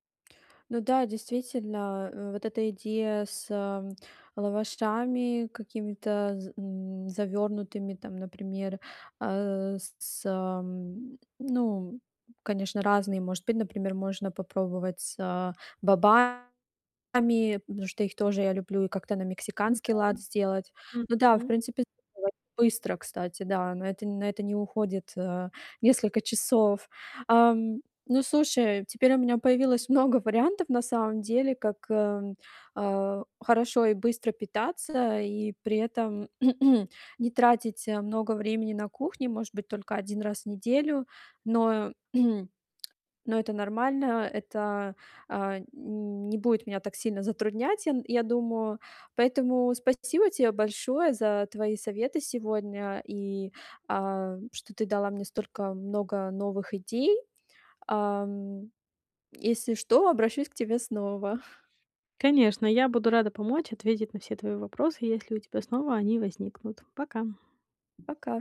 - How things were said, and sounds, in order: unintelligible speech; throat clearing; throat clearing; tapping; chuckle
- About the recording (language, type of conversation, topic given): Russian, advice, Как каждый день быстро готовить вкусную и полезную еду?